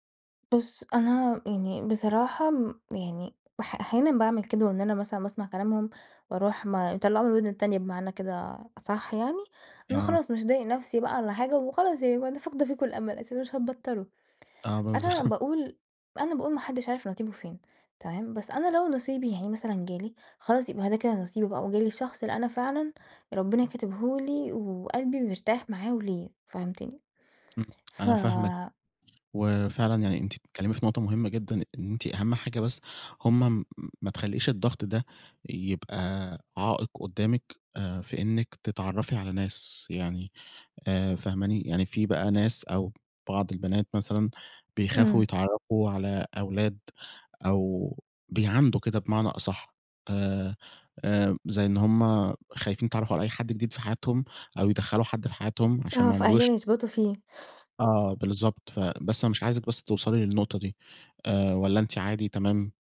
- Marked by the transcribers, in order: chuckle; "نصيبه" said as "نتيبه"; other background noise; tapping; chuckle
- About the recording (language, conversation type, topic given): Arabic, advice, إزاي أتعامل مع ضغط العيلة إني أتجوز في سن معيّن؟